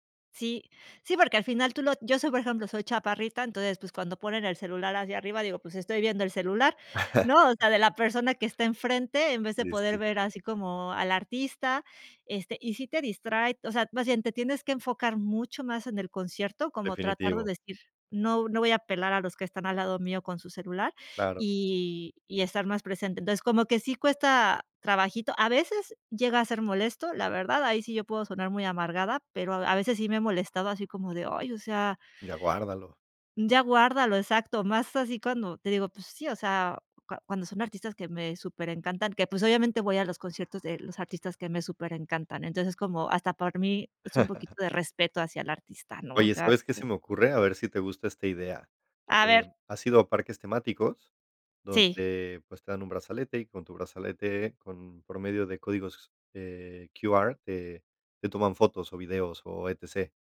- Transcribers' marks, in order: chuckle; chuckle
- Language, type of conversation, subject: Spanish, podcast, ¿Qué opinas de la gente que usa el celular en conciertos?